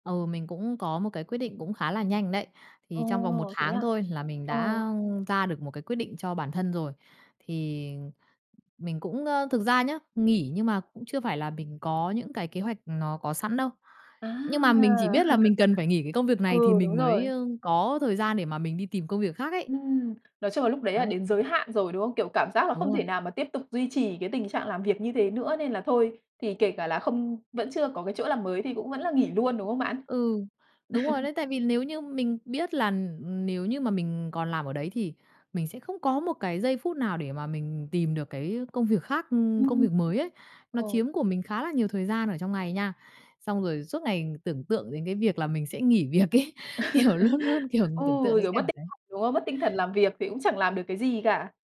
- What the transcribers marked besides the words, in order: tapping; chuckle; other background noise; chuckle; laughing while speaking: "việc ấy, kiểu, luôn luôn, kiểu"; chuckle
- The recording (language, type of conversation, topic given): Vietnamese, podcast, Làm sao bạn biết đã đến lúc thay đổi công việc?